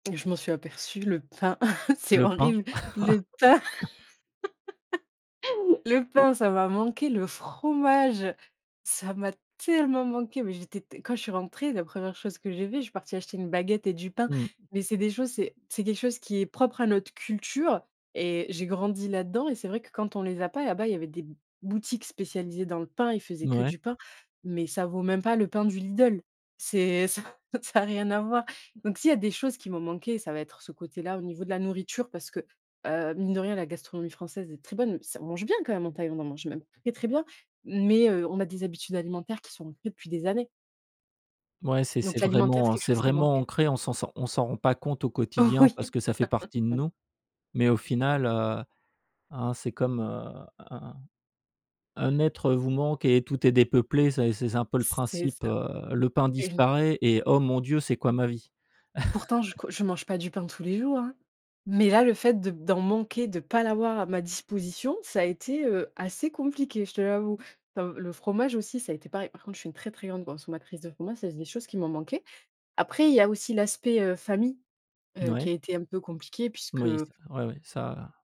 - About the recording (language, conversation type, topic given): French, podcast, Quelle expérience de voyage t’a fait grandir ?
- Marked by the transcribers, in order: chuckle; laugh; chuckle; stressed: "fromage"; stressed: "tellement"; tapping; chuckle; laughing while speaking: "Oui"; chuckle; chuckle